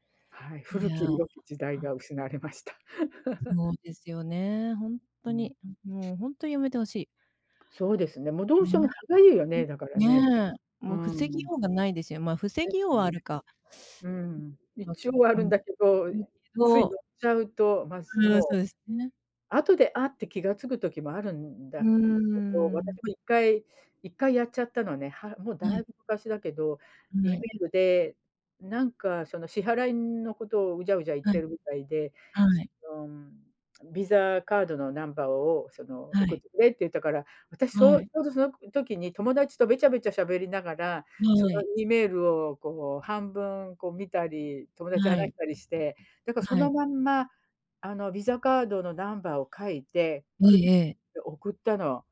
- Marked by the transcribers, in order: laugh; tapping; teeth sucking
- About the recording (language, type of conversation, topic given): Japanese, unstructured, テクノロジーの発達によって失われたものは何だと思いますか？